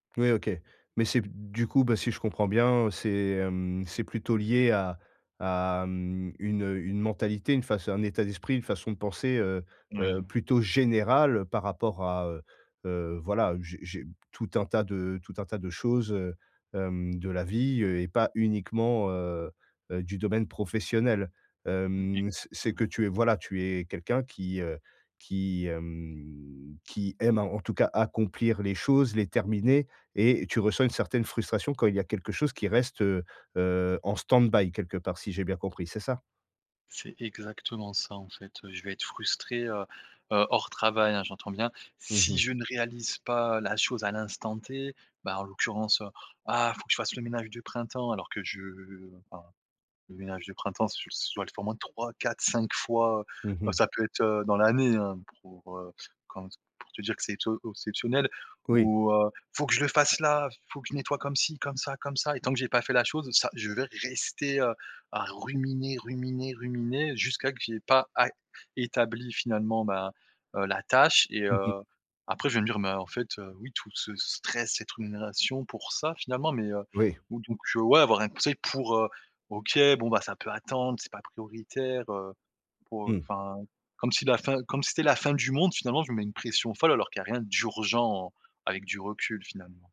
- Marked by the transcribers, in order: stressed: "générale"; drawn out: "hem"; stressed: "si"; stressed: "rester"; stressed: "d'urgent"
- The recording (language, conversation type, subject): French, advice, Comment puis-je arrêter de ruminer sans cesse mes pensées ?